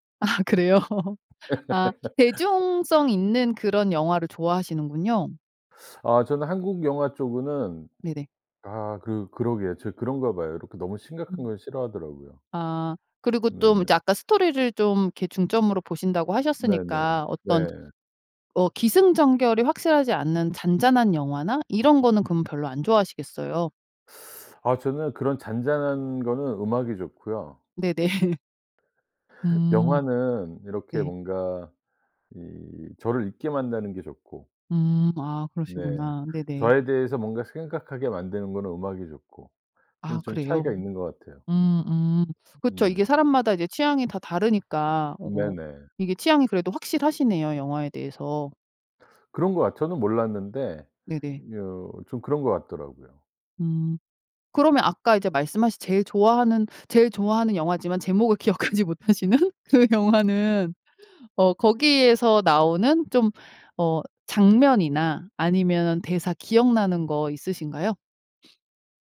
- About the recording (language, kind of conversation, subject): Korean, podcast, 가장 좋아하는 영화와 그 이유는 무엇인가요?
- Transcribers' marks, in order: laughing while speaking: "아 그래요"; laugh; other background noise; teeth sucking; laugh; "만드는" said as "만다는"; laughing while speaking: "기억하지 못하시는 그 영화는"; sniff